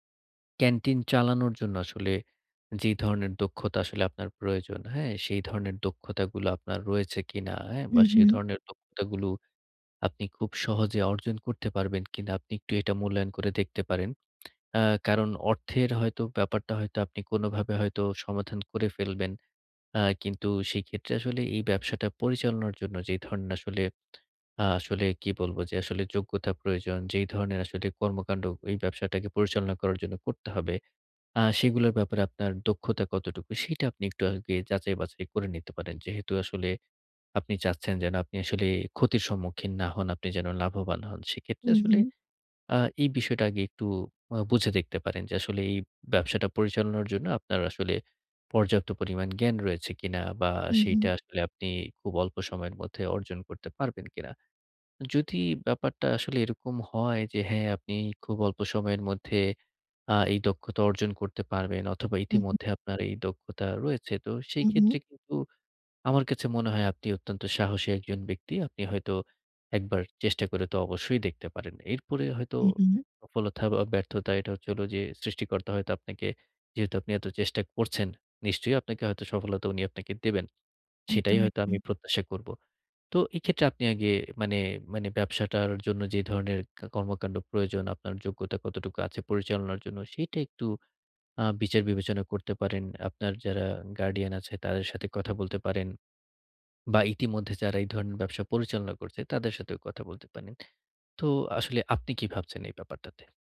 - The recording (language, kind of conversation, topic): Bengali, advice, ভয় বা উদ্বেগ অনুভব করলে আমি কীভাবে নিজেকে বিচার না করে সেই অনুভূতিকে মেনে নিতে পারি?
- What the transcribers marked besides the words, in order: tapping; "ধরনের" said as "ধরণা"